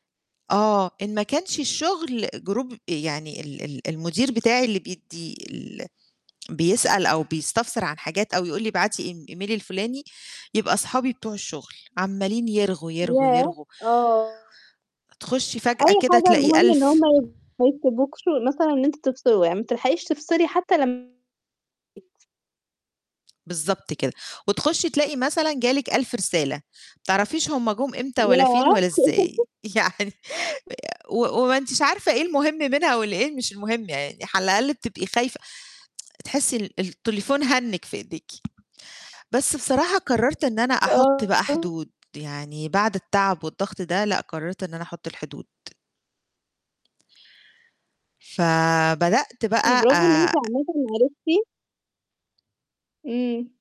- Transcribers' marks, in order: in English: "group"; in English: "email"; distorted speech; unintelligible speech; laugh; laughing while speaking: "يعني"; "على" said as "حلى"; tsk; in English: "هَنِّج"; unintelligible speech; tapping
- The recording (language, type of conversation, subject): Arabic, podcast, إزاي نقدر نحط حدود واضحة بين الشغل والبيت في زمن التكنولوجيا؟